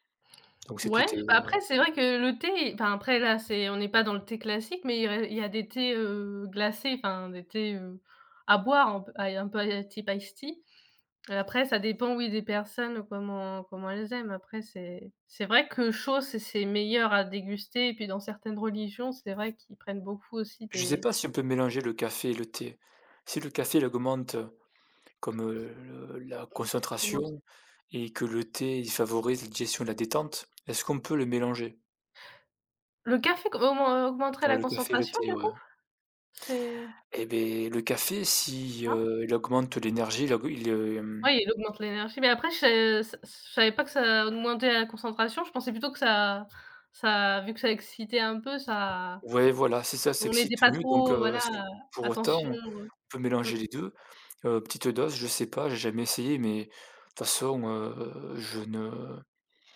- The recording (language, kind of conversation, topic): French, unstructured, Êtes-vous plutôt café ou thé pour commencer votre journée ?
- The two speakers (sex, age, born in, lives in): female, 20-24, France, France; male, 35-39, France, France
- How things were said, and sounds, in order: other background noise; unintelligible speech; tapping